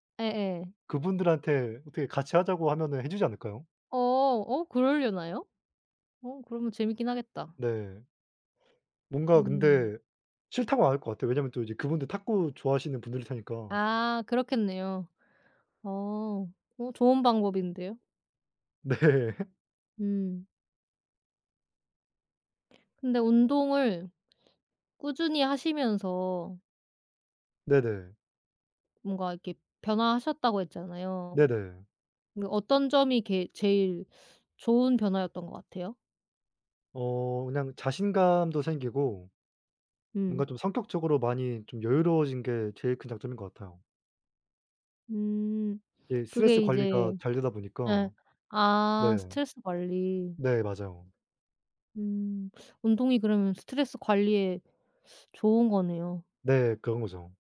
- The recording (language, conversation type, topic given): Korean, unstructured, 운동을 게을리하면 어떤 질병이 생길 수 있나요?
- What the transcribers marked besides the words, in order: laugh; other background noise